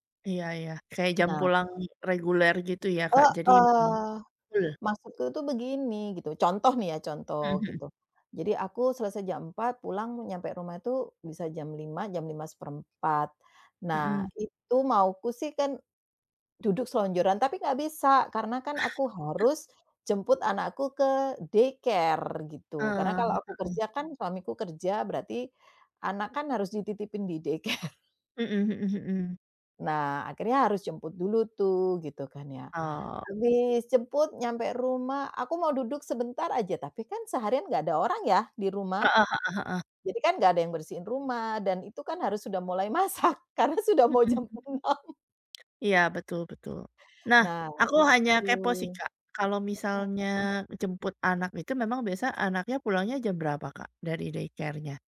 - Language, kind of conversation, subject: Indonesian, advice, Bagaimana saya bisa tetap fokus tanpa merasa bersalah saat mengambil waktu istirahat?
- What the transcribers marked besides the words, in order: in English: "full"; chuckle; in English: "daycare"; laughing while speaking: "daycare"; in English: "daycare"; laughing while speaking: "masak karena sudah mau jam enam"; tapping; in English: "daycare-nya?"